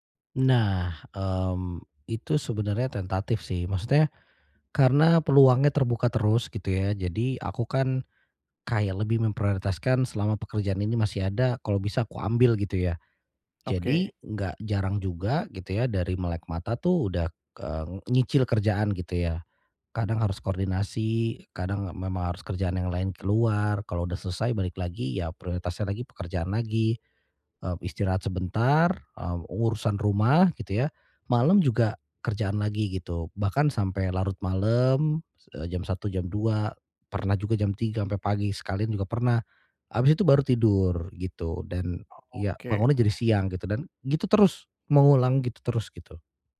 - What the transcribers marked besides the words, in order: none
- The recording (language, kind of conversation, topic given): Indonesian, advice, Bagaimana cara menemukan keseimbangan yang sehat antara pekerjaan dan waktu istirahat setiap hari?